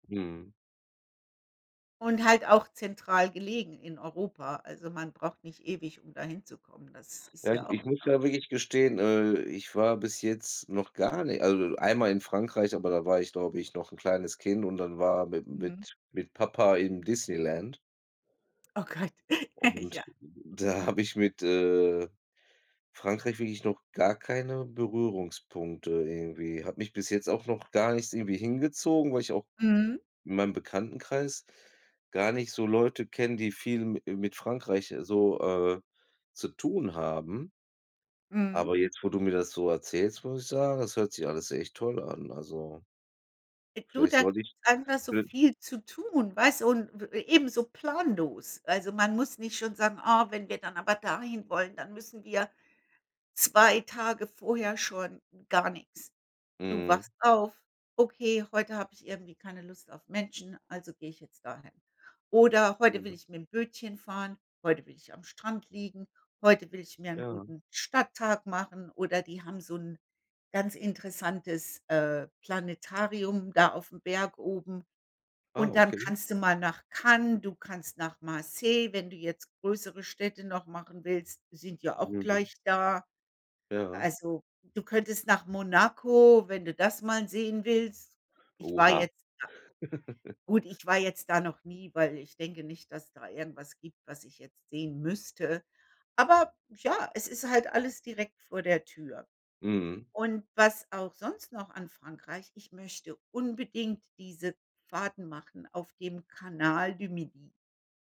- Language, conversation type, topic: German, unstructured, Wohin reist du am liebsten und warum?
- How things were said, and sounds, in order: laughing while speaking: "Oh Gott"; giggle; laughing while speaking: "da"; unintelligible speech; giggle